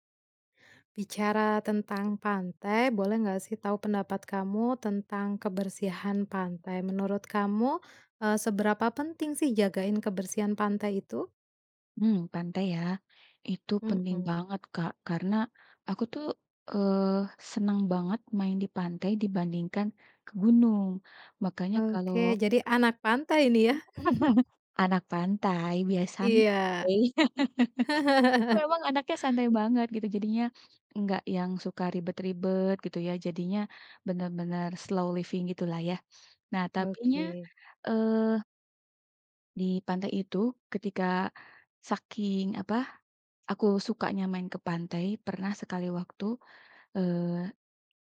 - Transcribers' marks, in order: tapping; chuckle; laugh; laugh; in English: "slow living"
- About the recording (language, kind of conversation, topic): Indonesian, podcast, Kenapa penting menjaga kebersihan pantai?
- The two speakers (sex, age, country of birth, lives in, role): female, 30-34, Indonesia, Indonesia, host; female, 35-39, Indonesia, Indonesia, guest